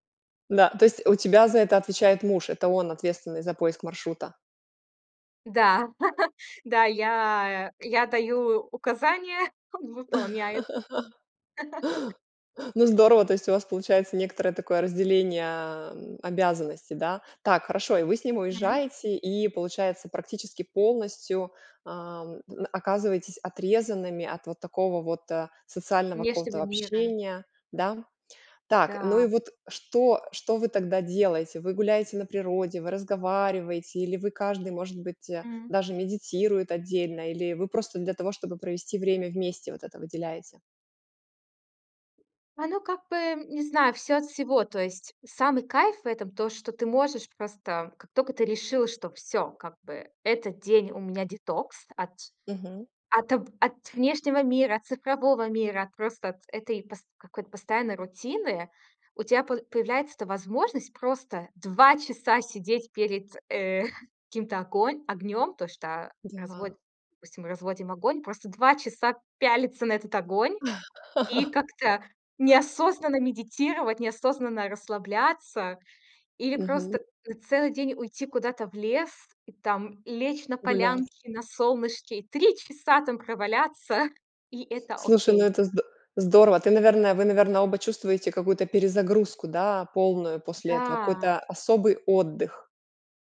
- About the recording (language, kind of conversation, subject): Russian, podcast, Что для тебя значит цифровой детокс и как его провести?
- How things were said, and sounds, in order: chuckle; chuckle; laugh; tapping; chuckle; chuckle; chuckle; chuckle